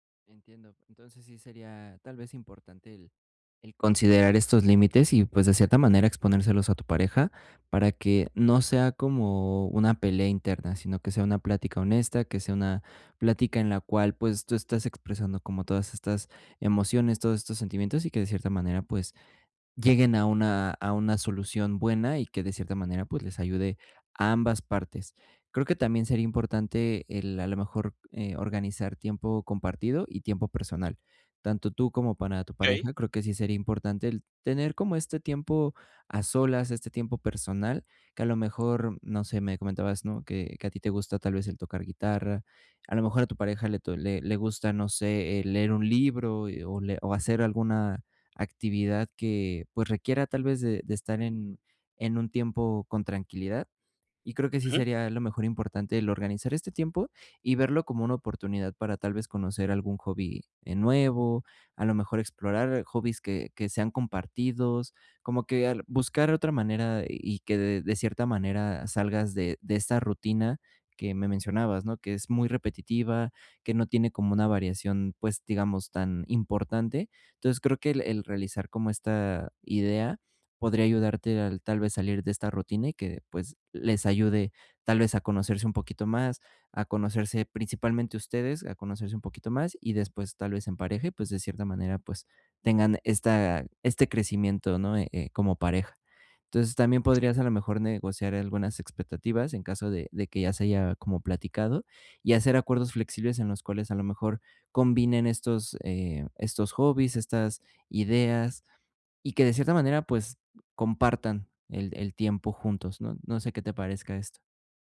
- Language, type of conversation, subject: Spanish, advice, ¿Cómo puedo equilibrar mi independencia con la cercanía en una relación?
- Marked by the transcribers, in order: tapping